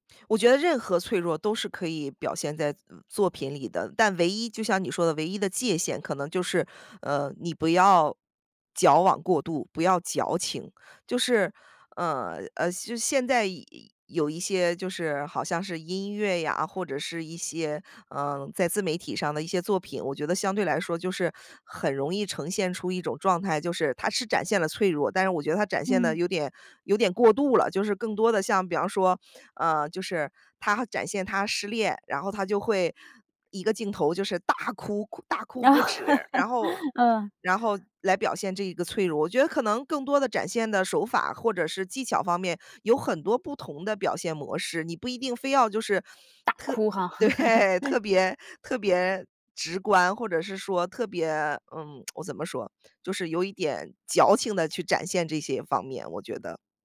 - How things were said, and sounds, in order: laugh; laughing while speaking: "对"; laugh; lip smack
- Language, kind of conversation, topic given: Chinese, podcast, 你愿意在作品里展现脆弱吗？